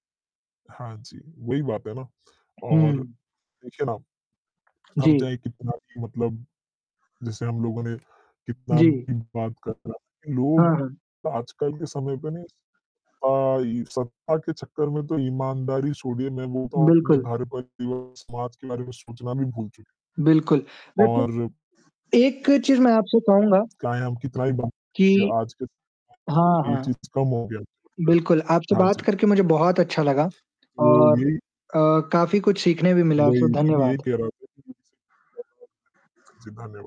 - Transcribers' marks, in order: distorted speech; unintelligible speech; static; unintelligible speech; unintelligible speech
- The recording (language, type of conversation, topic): Hindi, unstructured, क्या सत्ता में आने के लिए कोई भी तरीका सही माना जा सकता है?